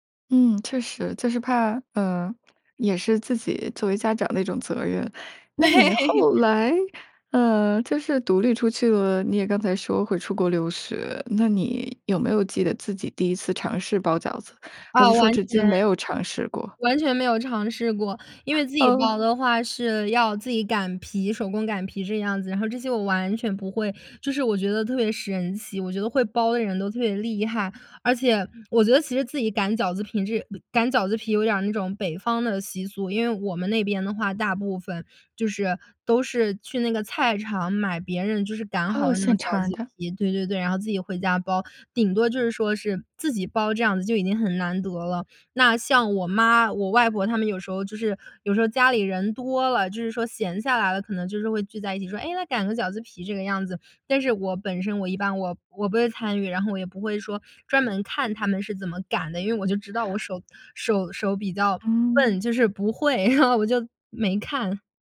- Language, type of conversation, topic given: Chinese, podcast, 你家乡有哪些与季节有关的习俗？
- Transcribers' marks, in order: laughing while speaking: "对"; chuckle; other background noise; other noise; chuckle; laughing while speaking: "哦"; chuckle; laughing while speaking: "然后"